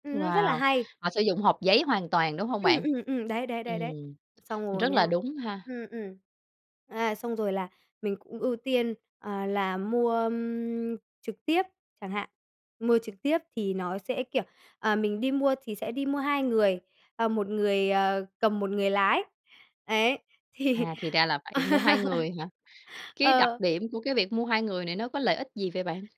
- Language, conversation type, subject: Vietnamese, podcast, Bạn làm gì mỗi ngày để giảm rác thải?
- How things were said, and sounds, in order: other background noise; laughing while speaking: "thì"; laugh